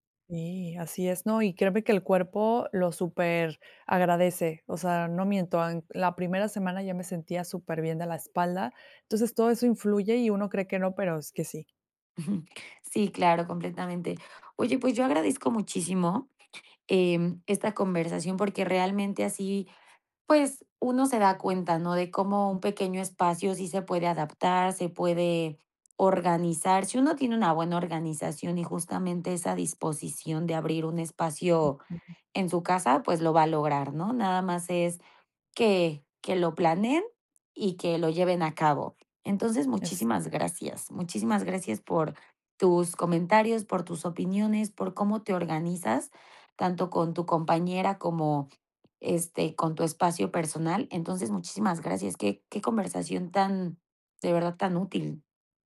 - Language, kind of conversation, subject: Spanish, podcast, ¿Cómo organizarías un espacio de trabajo pequeño en casa?
- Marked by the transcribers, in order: chuckle; other background noise